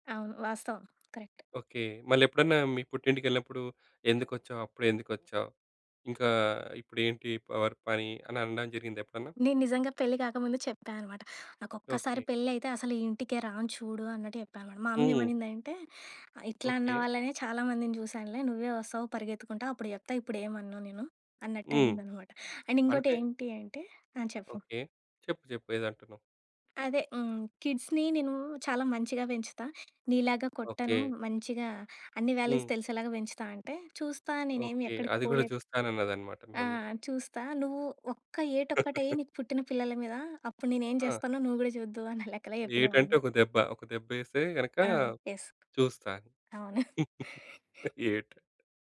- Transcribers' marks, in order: tapping; in English: "కరక్ట్"; in English: "అండ్"; in English: "కిడ్స్‌ని"; in English: "వాల్యూస్"; in English: "మమ్మీ"; chuckle; in English: "మమ్మీ"; in English: "యెస్"; chuckle; laughing while speaking: "ఏటు"
- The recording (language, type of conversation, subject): Telugu, podcast, ఎప్పటికీ మరిచిపోలేని రోజు మీ జీవితంలో ఏది?